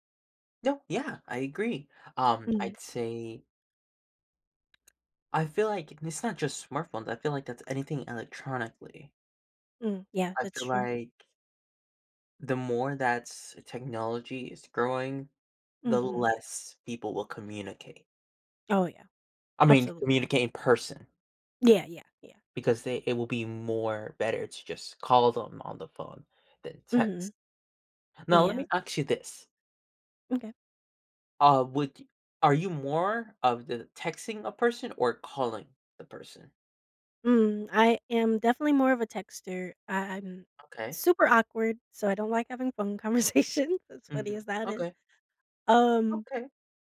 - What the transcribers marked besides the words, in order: tapping; other background noise; laughing while speaking: "conversations"
- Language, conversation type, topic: English, unstructured, How have smartphones changed the way we communicate?